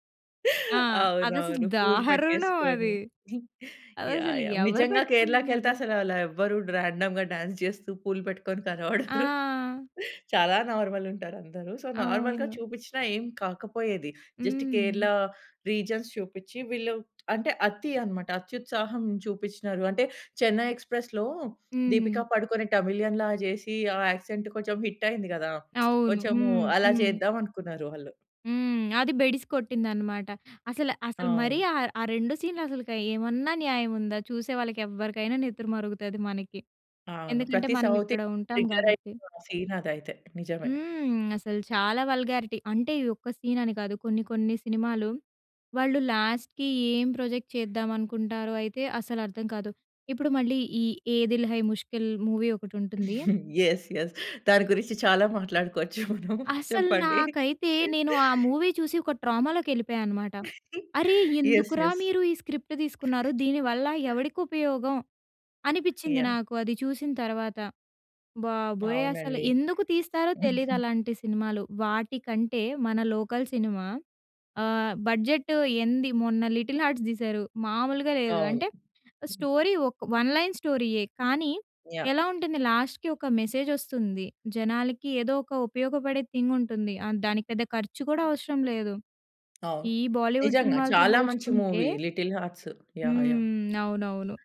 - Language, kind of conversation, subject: Telugu, podcast, స్థానిక సినిమా మరియు బోలీవుడ్ సినిమాల వల్ల సమాజంపై పడుతున్న ప్రభావం ఎలా మారుతోందని మీకు అనిపిస్తుంది?
- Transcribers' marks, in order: laugh; chuckle; in English: "రాండమ్‌గా డాన్స్"; chuckle; in English: "నార్మల్"; in English: "సో నార్మల్‌గా"; in English: "జస్ట్"; in English: "రీజన్స్"; in English: "'చెన్నై ఎక్స్‌ప్రెస్'లో"; in English: "యాక్సెంట్"; in English: "హిట్"; in English: "సౌత్ ఇండియన్ ట్రిగ్గర్"; in English: "సీన్"; in English: "వల్గారిటీ"; in English: "సీన్"; in English: "లాస్ట్‌కి"; in English: "ప్రొజెక్ట్"; in English: "మూవీ"; laughing while speaking: "యెస్, యెస్. దాని గురించి చాలా మాట్లాడుకోవచ్చు మనం చెప్పండి"; in English: "యెస్, యెస్"; in English: "మూవీ"; in English: "ట్రామాలోకి"; in English: "యెస్, యెస్"; laughing while speaking: "యెస్, యెస్"; in English: "స్క్రిప్ట్"; in English: "లోకల్"; in English: "బడ్జెట్"; in English: "స్టోరీ"; in English: "వన్ లైన్"; in English: "లాస్ట్‌కీ"; in English: "మెసేజ్"; in English: "థింగ్"; in English: "బాలీవుడ్"; in English: "మూవీ"